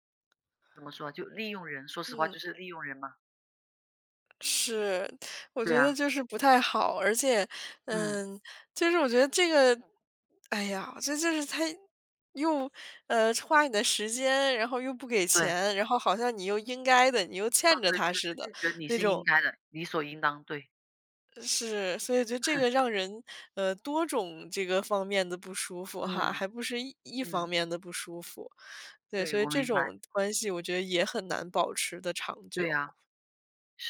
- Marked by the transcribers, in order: chuckle; other background noise
- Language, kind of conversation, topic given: Chinese, unstructured, 朋友之间如何保持长久的友谊？